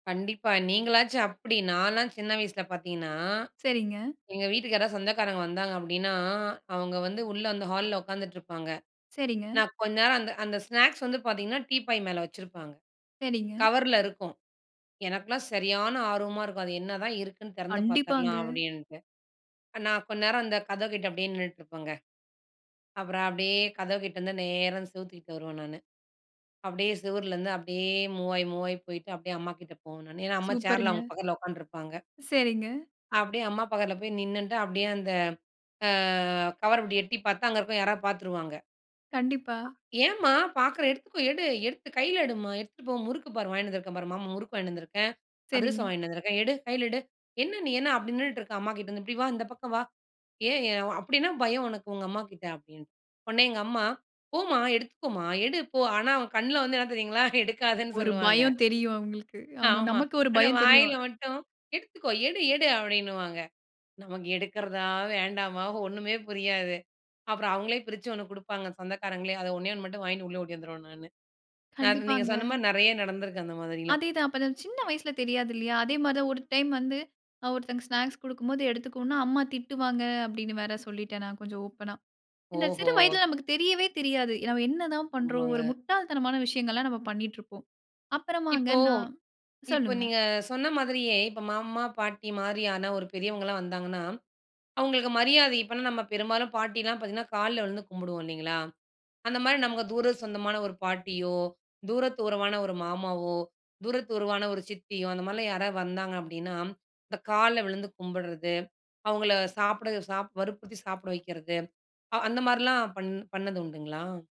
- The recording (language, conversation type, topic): Tamil, podcast, மாமா, பாட்டி போன்ற பெரியவர்கள் வீட்டுக்கு வரும்போது எப்படிப் மரியாதை காட்ட வேண்டும்?
- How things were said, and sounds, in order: in English: "மூவ்"; in English: "மூவ்"; chuckle